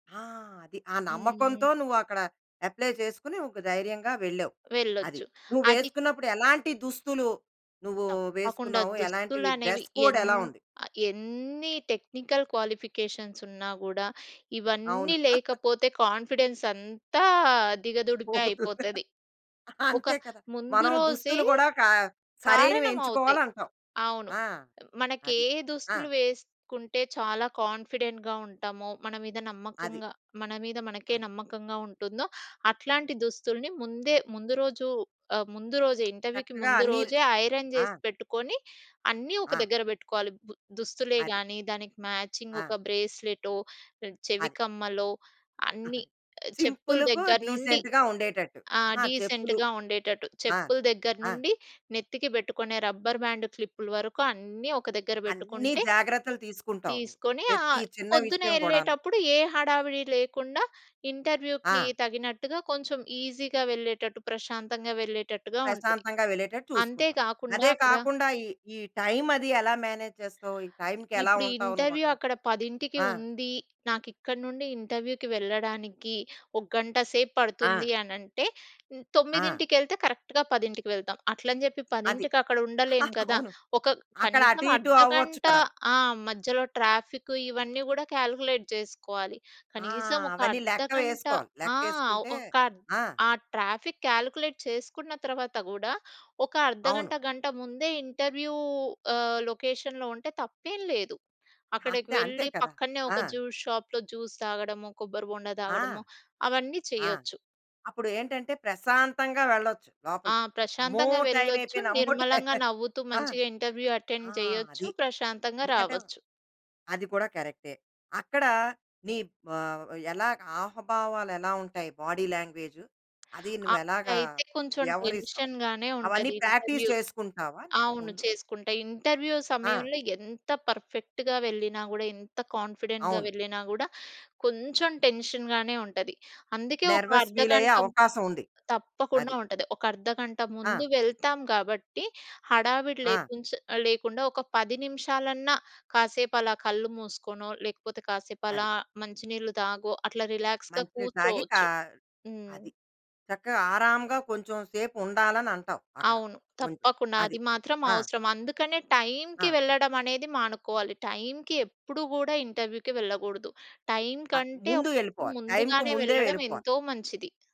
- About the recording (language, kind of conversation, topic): Telugu, podcast, ఇంటర్వ్యూకు సిద్ధం కావడానికి మీకు సహాయపడిన ముఖ్యమైన చిట్కాలు ఏవి?
- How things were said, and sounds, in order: in English: "అప్లై"; in English: "డ్రెస్ కోడ్"; in English: "టెక్నికల్ క్వాలిఫికేషన్స్"; in English: "కాన్ఫిడెన్స్"; chuckle; laughing while speaking: "పోతుంది. అంతే కదా!"; in English: "కాన్ఫిడెంట్‌గా"; tapping; in English: "ఇంటర్వ్యూకి"; in English: "ఐరన్"; in English: "మ్యాచింగ్"; other noise; laughing while speaking: "అది"; in English: "డీసెంట్‌గా"; in English: "సింపుల్‌గా డీసెంట్‌గా"; in English: "రబ్బర్"; in English: "ఇంటర్వ్యూకి"; in English: "ఈజీగా"; in English: "టైం"; in English: "మేనేజ్"; in English: "ఇంటర్వ్యూ"; in English: "ఇంటర్వ్యూకి"; in English: "కరెక్ట్‌గా"; chuckle; in English: "కాలిక్యులేట్"; in English: "ట్రాఫిక్ కాలిక్యులేట్"; in English: "ఇంటర్వ్యూ"; in English: "లొకేషన్‌లో"; laughing while speaking: "అంతే. అంతే"; in English: "జ్యూస్ షాప్‌లో జ్యూస్"; in English: "టైమ్"; laughing while speaking: "అమ్మో! టైమ్"; in English: "టైమ్"; in English: "ఇంటర్వ్యూ అటెండ్"; in English: "బాడీ"; in English: "టెన్షన్‌గానే"; in English: "ప్రాక్టీస్"; in English: "ఇంటర్వ్యూ"; in English: "ఇంటర్వ్యూ"; in English: "పర్ఫెక్ట్‌గా"; in English: "కాన్ఫిడెంట్‌గా"; in English: "టెన్షన్‌గానే"; in English: "నెర్వస్ ఫీల్"; in English: "రిలాక్స్‌గా"; in English: "టై‌మ్‌కి"; in English: "టై‌మ్‌కి"; in English: "ఇంటర్వ్యూకి"; in English: "టై‌మ్‌కి"; in English: "టైమ్‌కి"